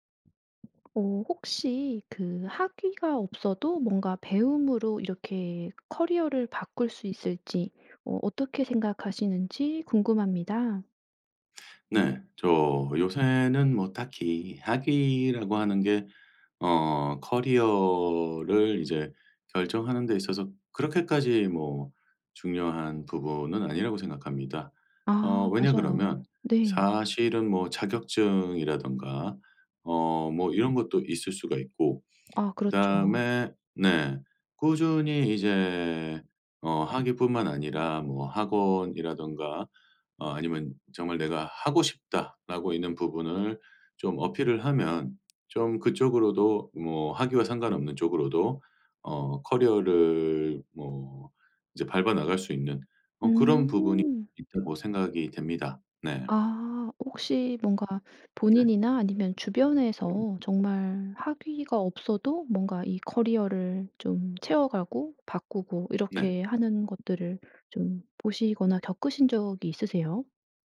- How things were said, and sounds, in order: other background noise; tapping
- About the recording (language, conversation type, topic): Korean, podcast, 학위 없이 배움만으로 커리어를 바꿀 수 있을까요?